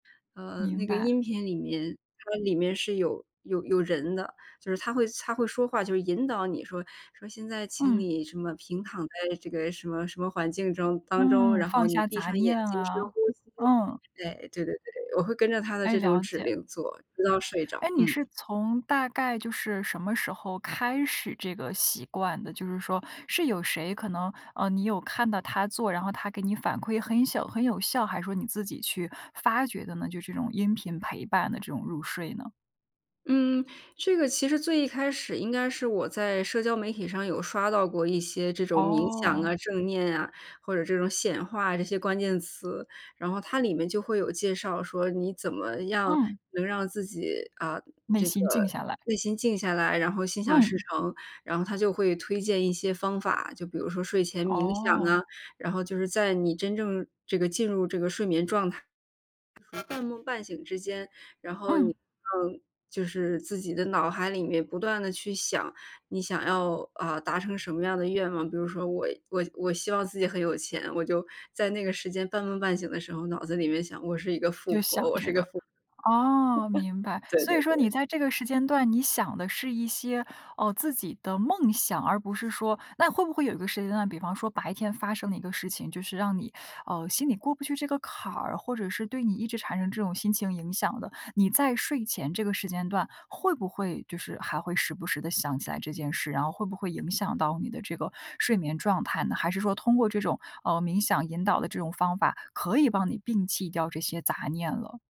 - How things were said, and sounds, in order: other background noise; chuckle
- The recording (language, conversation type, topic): Chinese, podcast, 睡前你通常会做哪些固定的小习惯？